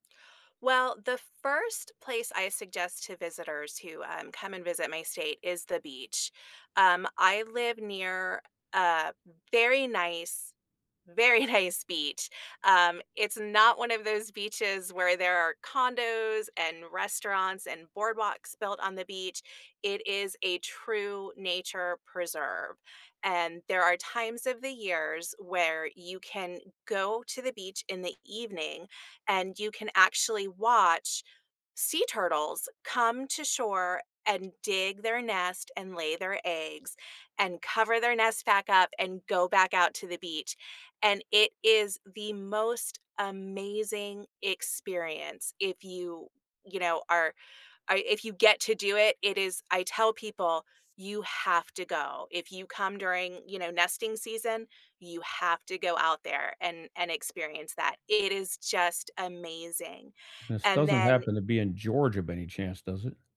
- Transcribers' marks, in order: laughing while speaking: "nice"; other background noise
- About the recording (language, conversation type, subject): English, unstructured, What local hidden gems do you love recommending to friends, and why are they meaningful to you?
- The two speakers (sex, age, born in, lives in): female, 45-49, United States, United States; male, 55-59, United States, United States